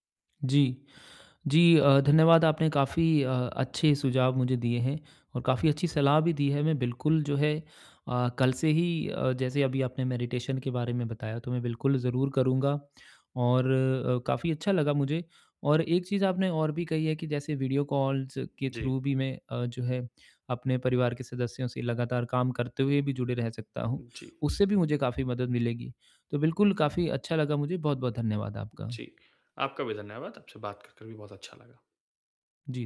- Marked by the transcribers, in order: tapping; in English: "मैडिटेशन"; in English: "वीडियो कॉल्स"; in English: "थ्रू"
- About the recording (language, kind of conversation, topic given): Hindi, advice, मैं भावनात्मक रिक्तता और अकेलपन से कैसे निपटूँ?